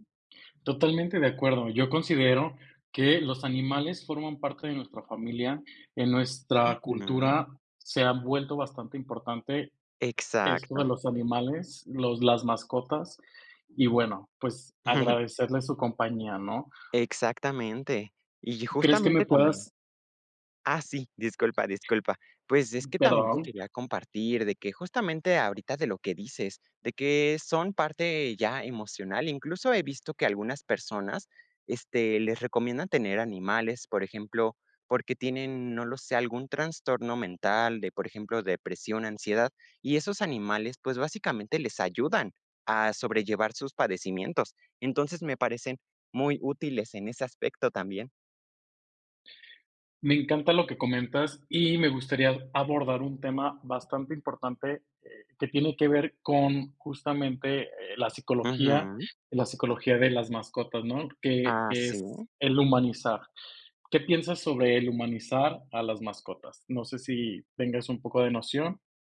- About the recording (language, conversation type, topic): Spanish, podcast, ¿Qué te aporta cuidar de una mascota?
- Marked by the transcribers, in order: unintelligible speech; chuckle; unintelligible speech; other background noise